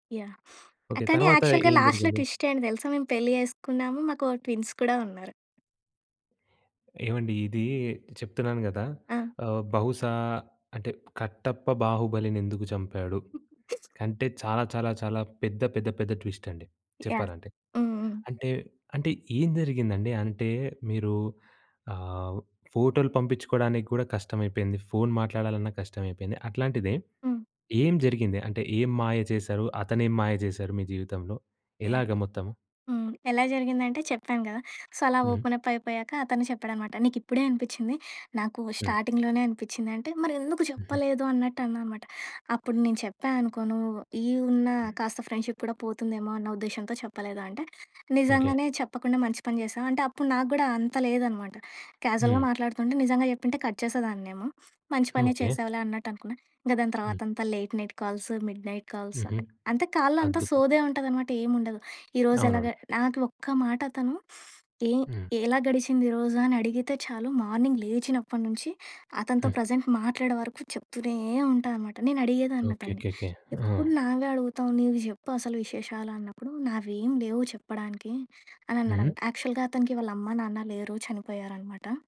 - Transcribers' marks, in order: in English: "యాక్చువల్‌గా లాస్ట్‌లో ట్విస్ట్"; in English: "ట్విన్స్"; other background noise; chuckle; in English: "ట్విస్ట్"; in English: "సో"; in English: "ఓపెన్ అప్"; in English: "స్టార్టింగ్‌లోనే"; in English: "ఫ్రెండ్‌షిప్"; in English: "క్యాజువల్‌గా"; in English: "కట్"; in English: "లేట్ నైట్"; in English: "మిడ్ నైట్"; in English: "కాల్‌లో"; in English: "మార్నింగ్"; in English: "ప్రెజెంట్"; in English: "యాక్చువల్‌గా"
- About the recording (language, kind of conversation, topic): Telugu, podcast, ఆన్‌లైన్ పరిచయాలను వాస్తవ సంబంధాలుగా ఎలా మార్చుకుంటారు?